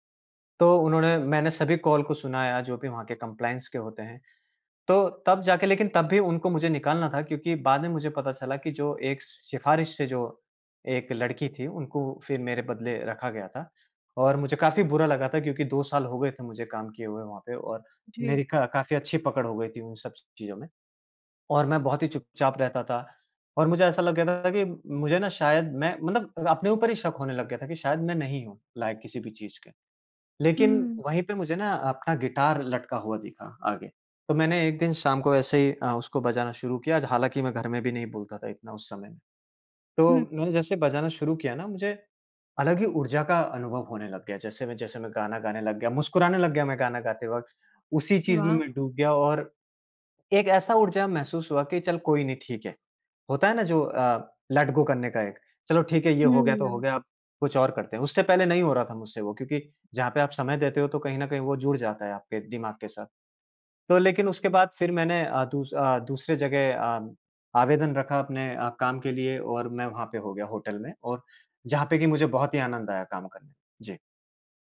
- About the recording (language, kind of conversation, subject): Hindi, podcast, ज़िंदगी के किस मोड़ पर संगीत ने आपको संभाला था?
- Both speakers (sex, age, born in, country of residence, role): female, 35-39, India, India, host; male, 30-34, India, India, guest
- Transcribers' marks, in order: in English: "कंप्लायंस"; in English: "लेट गो"